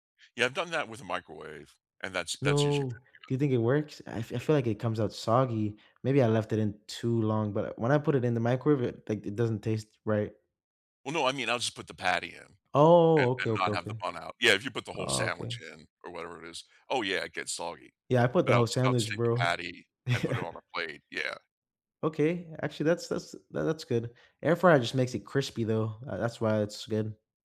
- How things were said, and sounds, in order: "microwave" said as "microbabe"; drawn out: "Oh"; chuckle
- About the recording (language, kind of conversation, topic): English, unstructured, What tickets or subscriptions feel worth paying for when you want to have fun?
- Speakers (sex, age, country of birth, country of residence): male, 25-29, United States, United States; male, 60-64, United States, United States